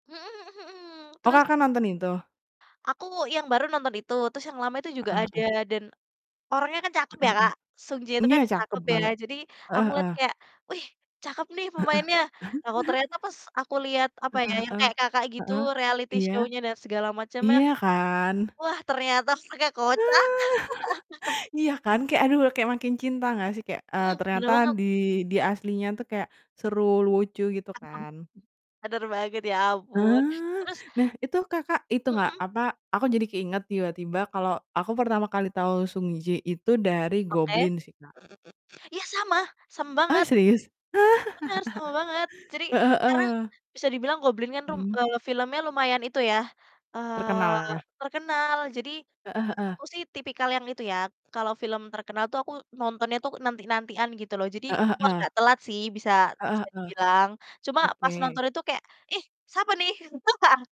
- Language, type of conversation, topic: Indonesian, unstructured, Apa yang biasanya kamu lakukan saat merasa stres?
- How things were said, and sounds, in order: distorted speech; chuckle; in English: "reality show-nya"; laugh; chuckle; mechanical hum; laugh; laugh